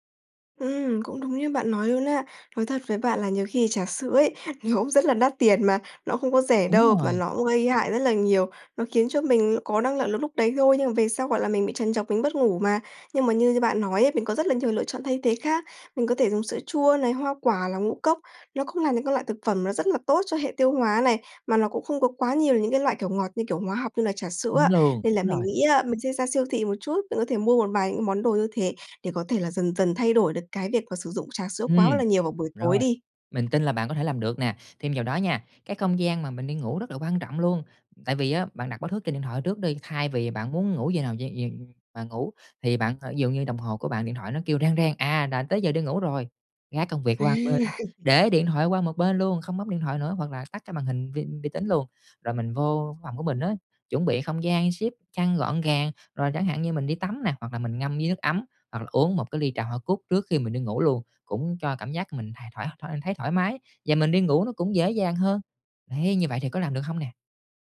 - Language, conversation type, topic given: Vietnamese, advice, Vì sao tôi hay trằn trọc sau khi uống cà phê hoặc rượu vào buổi tối?
- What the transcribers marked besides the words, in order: tapping; laughing while speaking: "nhiều n cũng"; chuckle